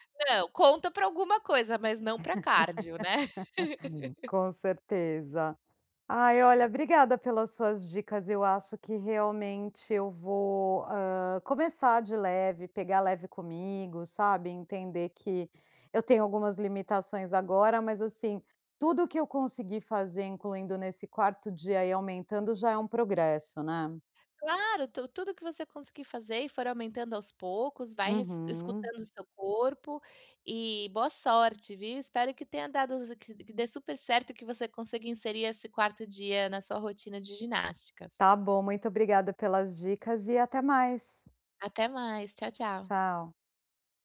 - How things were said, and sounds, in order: laugh; laugh; other background noise; tapping
- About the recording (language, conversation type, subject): Portuguese, advice, Como posso criar um hábito de exercícios consistente?